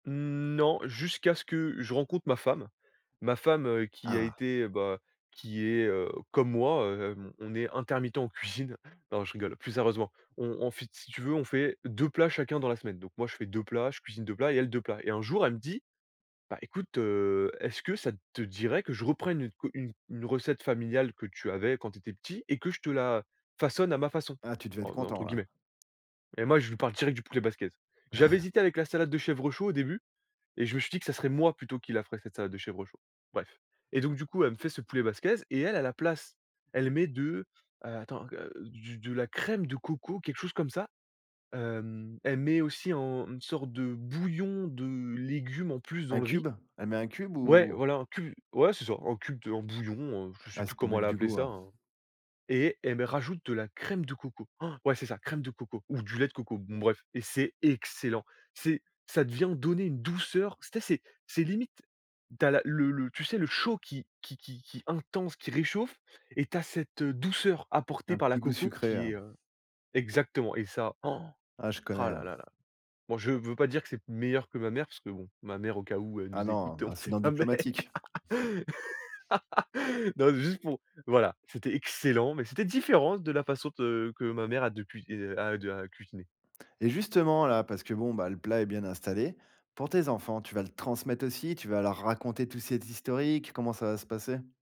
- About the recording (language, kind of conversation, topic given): French, podcast, Peux-tu me parler d’un plat de famille transmis de génération en génération ?
- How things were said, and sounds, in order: chuckle; stressed: "moi"; chuckle; laugh